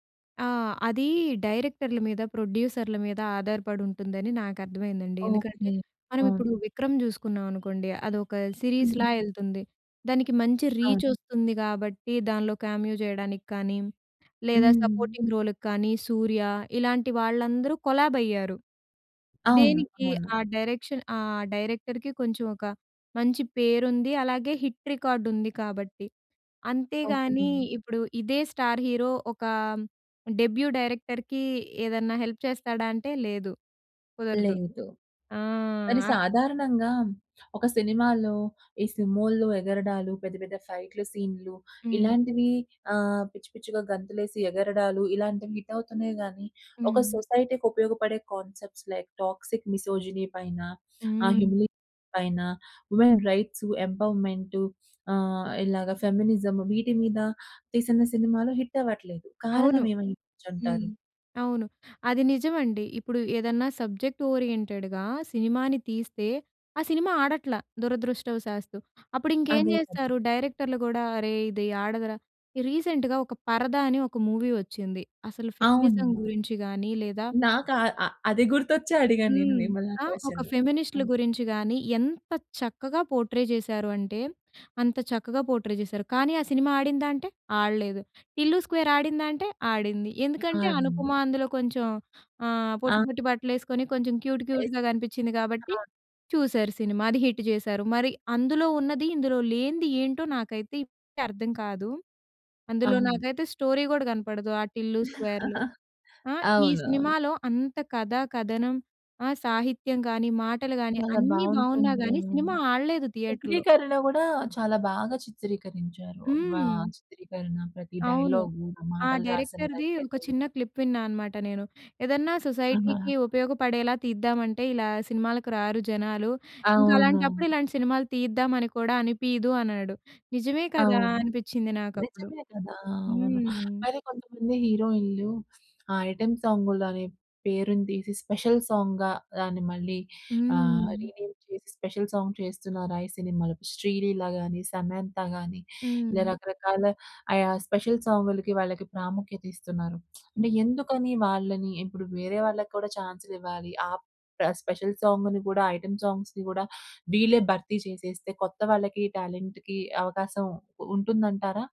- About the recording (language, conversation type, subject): Telugu, podcast, రీమేక్‌లు సాధారణంగా అవసరమని మీరు నిజంగా భావిస్తారా?
- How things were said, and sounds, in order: in English: "సిరీస్‌ల"; in English: "కామియో"; in English: "సపోర్టింగ్ రోల్‌కి"; in English: "కొలాబ్"; in English: "డైరెక్షన్"; in English: "డైరెక్టర్‌కి"; in English: "హిట్"; in English: "స్టార్ హీరో"; in English: "డెబ్యూ డైరెక్టర్‌కి"; in English: "హెల్ప్"; in English: "హిట్"; in English: "సొసైటీ‌కి"; in English: "కాన్సెప్ట్స్ లైక్ టాక్సిక్ మిసోజినీ"; in English: "వుమెన్"; in English: "ఫెమినిజం"; in English: "హిట్"; other background noise; in English: "సబ్జెక్ట్ ఓరియెంటెడ్‌గా"; in English: "రీసెంట్‌గా"; in English: "మూవీ"; in English: "ఫెమినిజం"; in English: "పోర్ట్రే"; in English: "ఎస్"; in English: "క్యూట్, క్యూట్‌గా"; in English: "హిట్"; in English: "స్టోరీ"; chuckle; in English: "థియేటర్‌లో"; in English: "డైరెక్టర్‌ది"; in English: "క్లిప్"; in English: "సొసైటీ‌కి"; in English: "ఐటెమ్"; in English: "స్పెషల్ సాంగ్‌గా"; in English: "రీనేమ్"; in English: "స్పెషల్ సాంగ్"; lip smack; in English: "స్పెషల్"; in English: "ఐటెమ్ సాంగ్స్‌ని"; in English: "టాలెంట్‌కి"